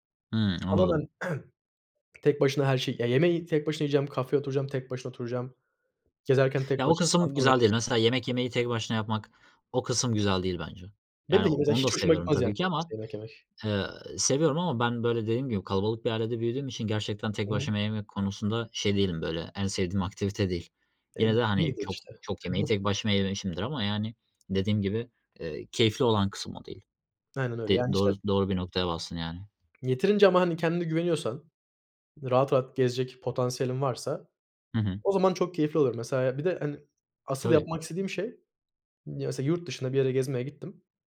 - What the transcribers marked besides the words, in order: tapping; throat clearing; other background noise; unintelligible speech; chuckle
- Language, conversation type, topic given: Turkish, unstructured, En unutulmaz aile tatiliniz hangisiydi?